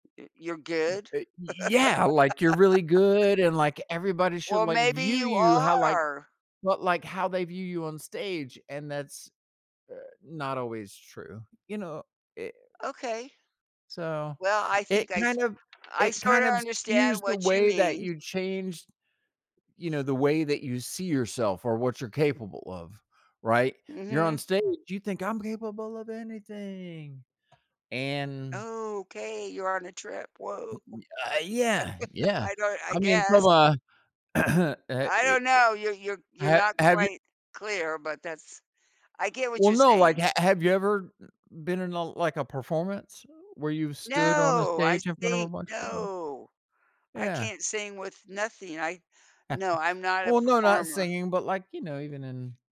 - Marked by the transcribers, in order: laugh; tapping; chuckle; throat clearing; chuckle
- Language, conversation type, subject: English, unstructured, How has learning a new skill impacted your life?